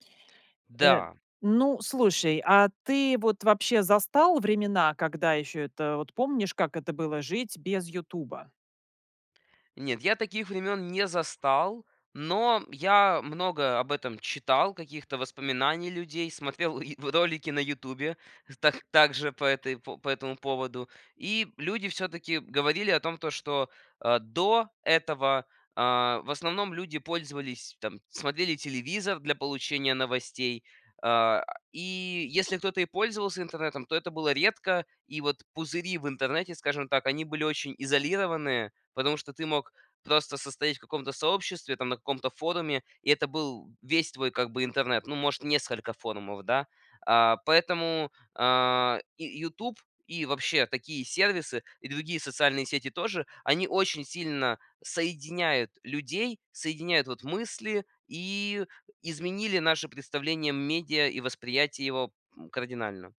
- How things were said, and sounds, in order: laughing while speaking: "и в ролике"; other background noise
- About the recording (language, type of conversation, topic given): Russian, podcast, Как YouTube изменил наше восприятие медиа?